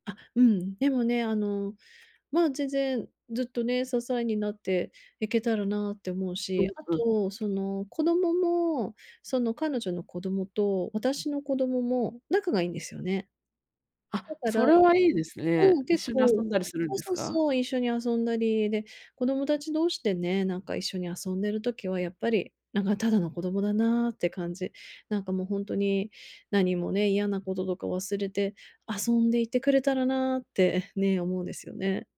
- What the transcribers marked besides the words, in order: other background noise
- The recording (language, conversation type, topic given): Japanese, advice, 友だちがストレスを感じているとき、どう支えればいいですか？